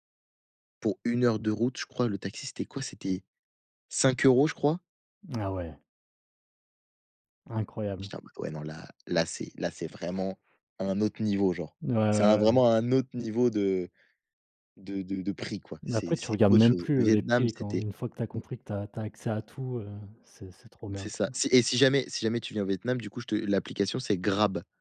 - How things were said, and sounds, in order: none
- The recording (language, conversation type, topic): French, unstructured, Quelle est la chose la plus inattendue qui te soit arrivée en voyage ?